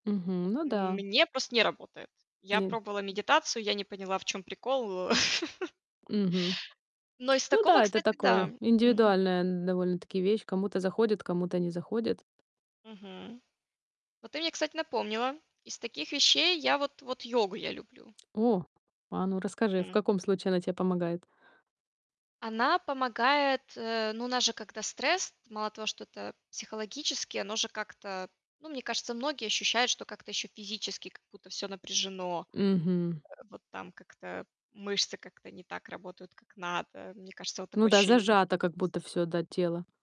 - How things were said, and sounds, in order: drawn out: "Мне"; tapping; laugh
- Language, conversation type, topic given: Russian, podcast, Что помогает вам справляться со стрессом в будние дни?